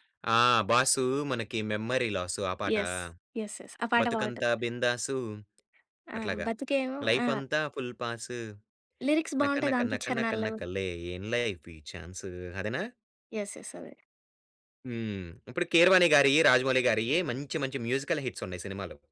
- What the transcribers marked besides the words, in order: in English: "యెస్. యెస్. యెస్"; other background noise; singing: "లైఫ్ అంతా ఫుల్ పాస్ నకనక నకనక నకలే ఏం లైఫీ చాన్సు"; in English: "లైఫ్"; in English: "ఫుల్ పాస్"; in English: "లిరిక్స్"; in English: "యెస్. యెస్"; in English: "మ్యూజికల్ హిట్స్"
- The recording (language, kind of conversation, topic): Telugu, podcast, ఎవరి సంగీతం మీపై అత్యధిక ప్రభావం చూపింది?